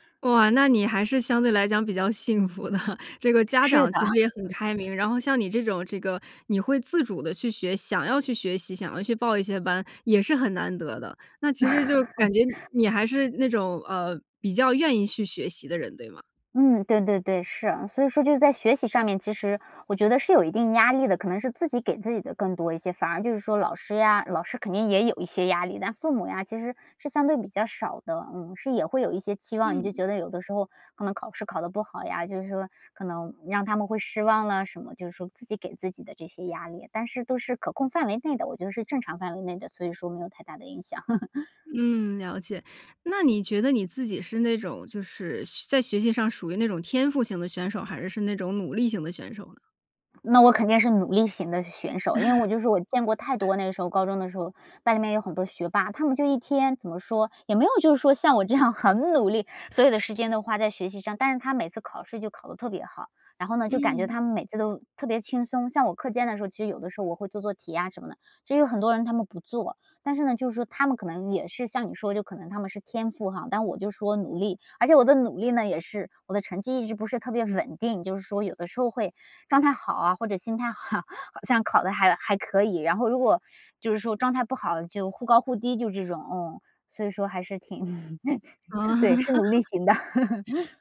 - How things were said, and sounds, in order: laughing while speaking: "幸福的"; other background noise; chuckle; laugh; laugh; laugh; laughing while speaking: "好"; laughing while speaking: "挺 对，是努力型的"; laugh
- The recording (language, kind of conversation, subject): Chinese, podcast, 你觉得学习和玩耍怎么搭配最合适?